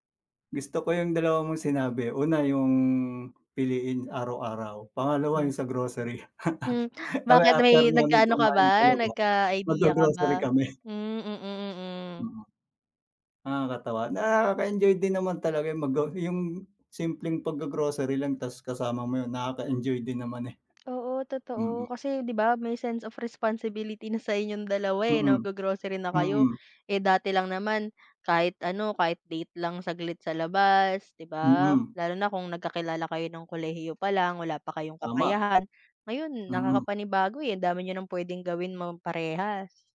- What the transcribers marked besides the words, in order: drawn out: "yung"; laugh; other background noise
- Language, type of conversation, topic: Filipino, unstructured, Ano ang mga paraan para mapanatili ang kilig sa isang matagal nang relasyon?